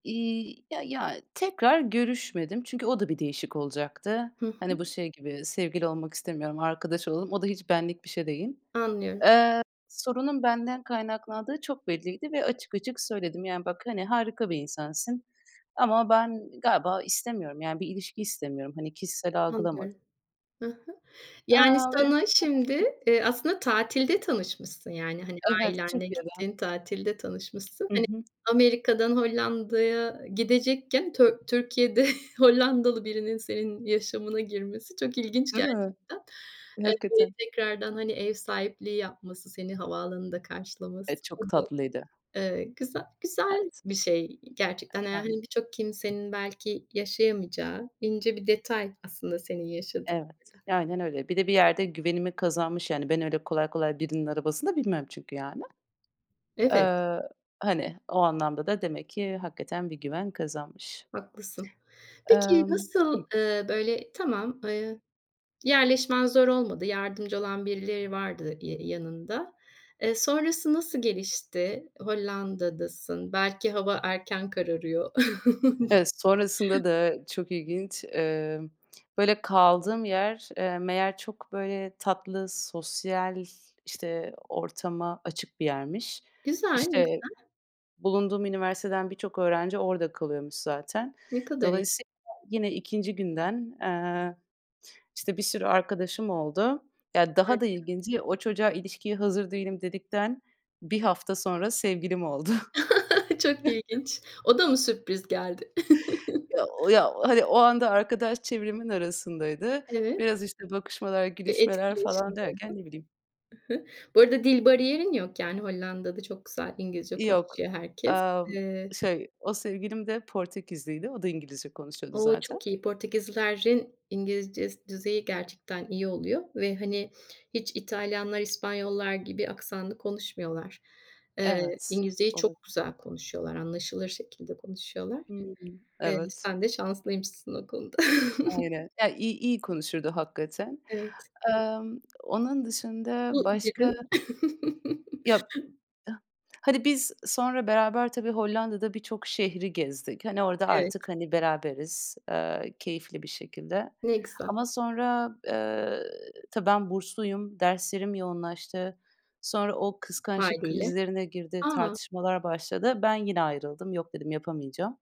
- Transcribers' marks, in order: tapping; other background noise; unintelligible speech; chuckle; unintelligible speech; unintelligible speech; other noise; unintelligible speech; chuckle; unintelligible speech; chuckle; chuckle; chuckle; unintelligible speech; chuckle
- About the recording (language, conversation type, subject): Turkish, podcast, Taşınmak hayatını nasıl değiştirdi, örnek verir misin?